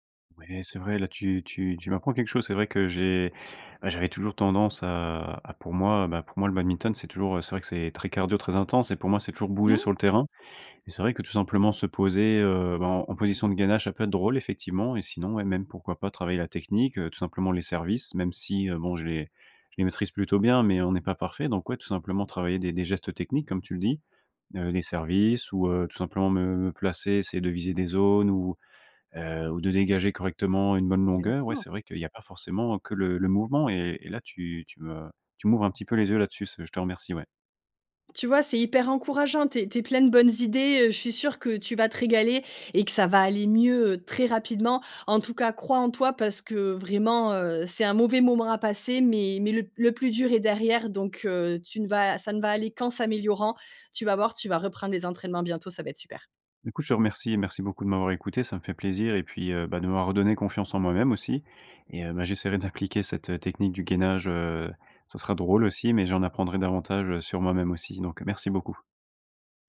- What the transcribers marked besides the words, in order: tapping
- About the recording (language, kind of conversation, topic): French, advice, Quelle blessure vous empêche de reprendre l’exercice ?
- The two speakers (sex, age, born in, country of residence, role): female, 35-39, France, France, advisor; male, 25-29, France, France, user